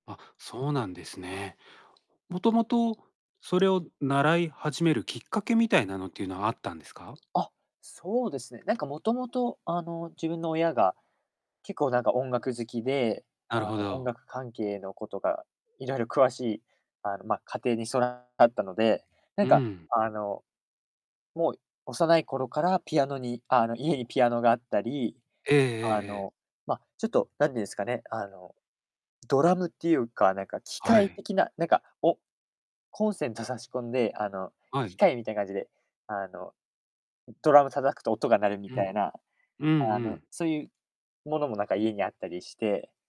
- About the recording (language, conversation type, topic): Japanese, podcast, 最近ハマっている趣味は何ですか？
- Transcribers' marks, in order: distorted speech; other background noise; tapping; unintelligible speech